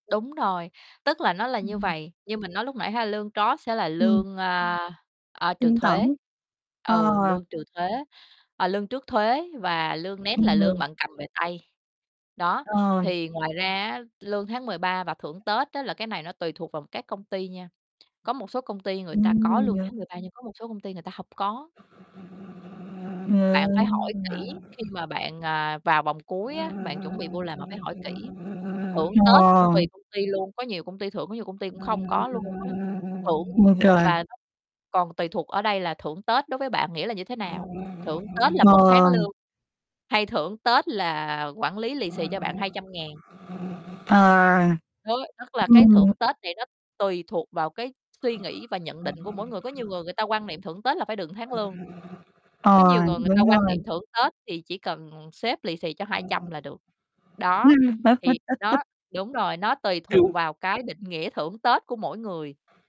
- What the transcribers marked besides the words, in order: distorted speech; in English: "gross"; other background noise; static; unintelligible speech; unintelligible speech
- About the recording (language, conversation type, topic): Vietnamese, podcast, Bạn thường thương lượng lương và các quyền lợi như thế nào?